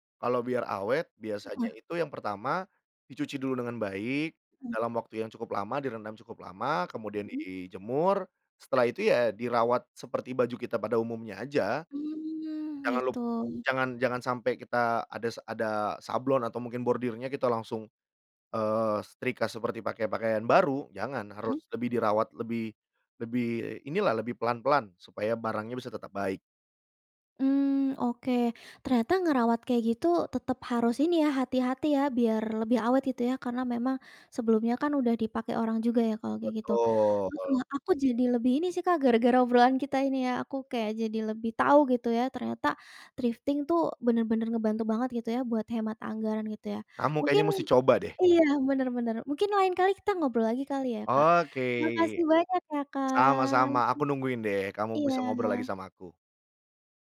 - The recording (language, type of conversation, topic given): Indonesian, podcast, Bagaimana kamu tetap tampil gaya sambil tetap hemat anggaran?
- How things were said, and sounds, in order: in English: "thrifting"